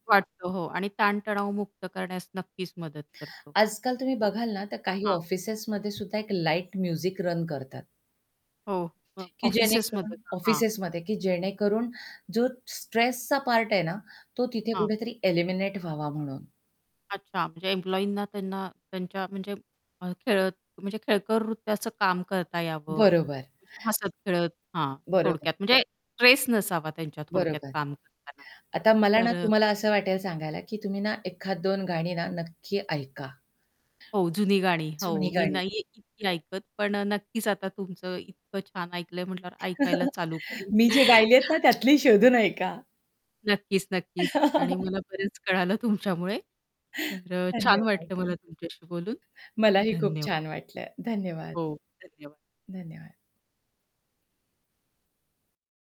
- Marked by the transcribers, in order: static; tapping; other noise; in English: "लाईट म्युझिक रन"; in English: "एलिमिनेट"; distorted speech; chuckle; chuckle; laughing while speaking: "कळालं तुमच्यामुळे"; other background noise
- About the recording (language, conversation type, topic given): Marathi, podcast, जुन्या गीतांच्या बोलांमुळे काही आठवणी जाग्या होतात का?